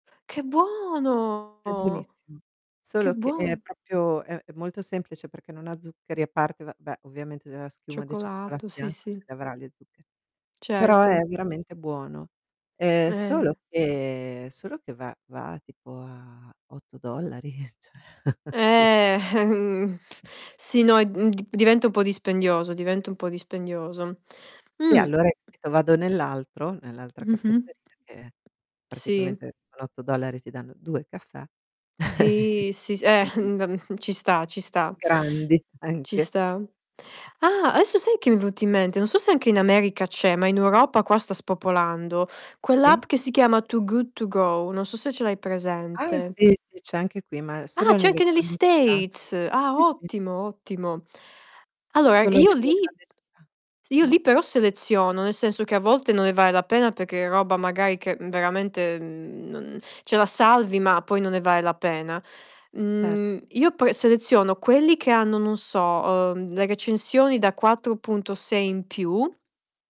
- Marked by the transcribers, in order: drawn out: "buono!"; distorted speech; "proprio" said as "propio"; drawn out: "che"; chuckle; laughing while speaking: "cioè"; drawn out: "Eh"; chuckle; tapping; static; unintelligible speech; chuckle; in English: "States"; "cioè" said as "ceh"
- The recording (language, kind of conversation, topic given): Italian, unstructured, Quali metodi usi per risparmiare senza rinunciare alle piccole gioie quotidiane?